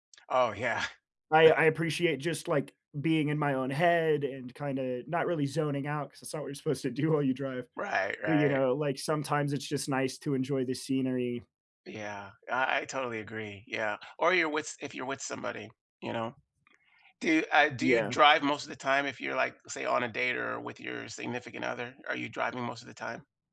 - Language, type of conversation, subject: English, unstructured, How should I use music to mark a breakup or celebration?
- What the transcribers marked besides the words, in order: laughing while speaking: "yeah"; chuckle; laughing while speaking: "do"; other background noise; tapping